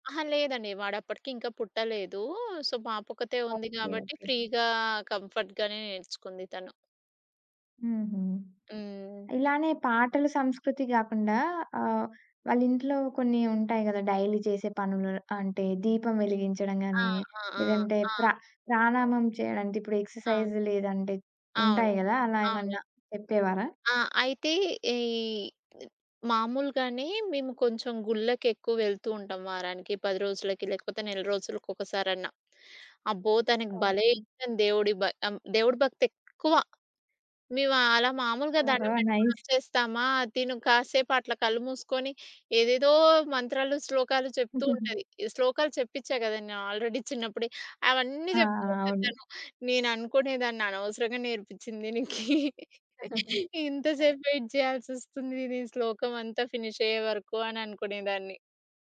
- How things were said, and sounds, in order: in English: "సో"; tapping; in English: "ఫ్రీగా కంఫర్ట్‌గానే"; in English: "డైలీ"; other background noise; in English: "ఎక్సర్సైజ్"; in English: "నైస్"; giggle; in English: "ఆల్రేడీ"; laughing while speaking: "దీనికి, ఇంత సేపు వెయిట్ చేయాల్సొస్తుంది దీని శ్లోకం అంతా ఫినిష్ అయ్యేవరకు అనే అనుకునేదాన్ని"; in English: "వెయిట్"; giggle; in English: "ఫినిష్"
- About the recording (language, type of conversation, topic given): Telugu, podcast, మీ పిల్లలకు మీ సంస్కృతిని ఎలా నేర్పిస్తారు?